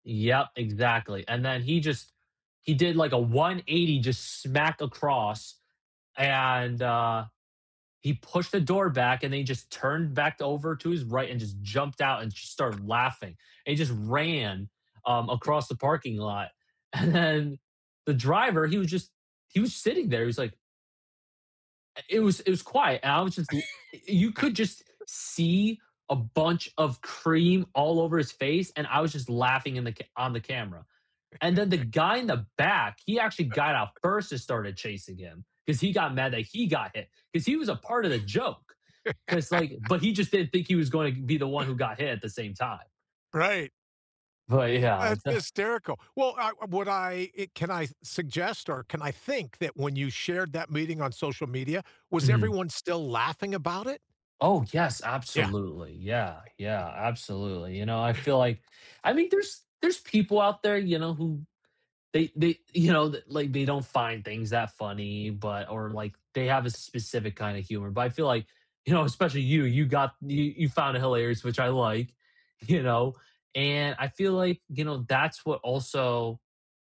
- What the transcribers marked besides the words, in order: laughing while speaking: "And then"; laugh; chuckle; chuckle; laugh; chuckle; tapping; chuckle; chuckle; laughing while speaking: "you know"; laughing while speaking: "you know"
- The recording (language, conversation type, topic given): English, unstructured, How do shared memories bring people closer together?